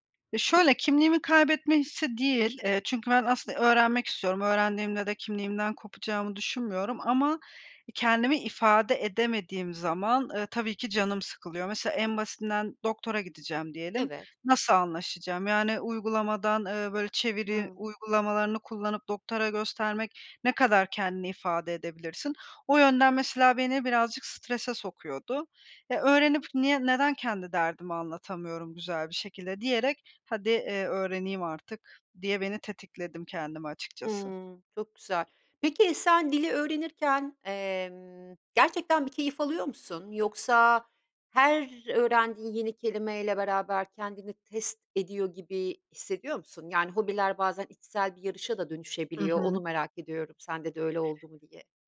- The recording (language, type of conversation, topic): Turkish, podcast, Hobiler stresle başa çıkmana nasıl yardımcı olur?
- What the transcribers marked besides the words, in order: tapping